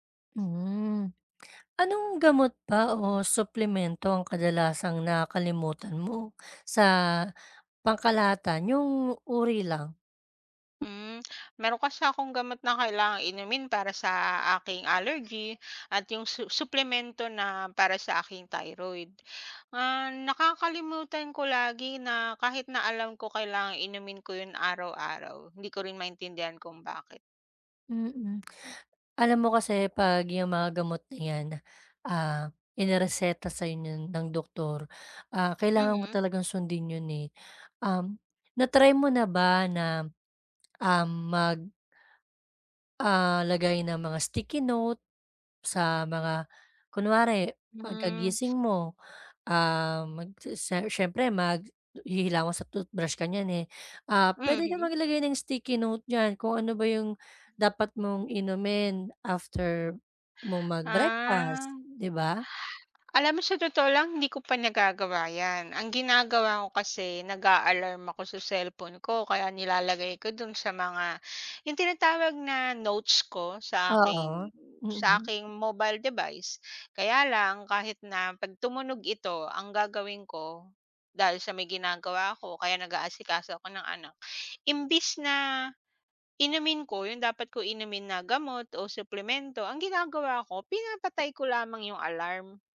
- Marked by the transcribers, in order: lip smack; lip smack; tapping; exhale
- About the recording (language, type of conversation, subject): Filipino, advice, Paano mo maiiwasan ang madalas na pagkalimot sa pag-inom ng gamot o suplemento?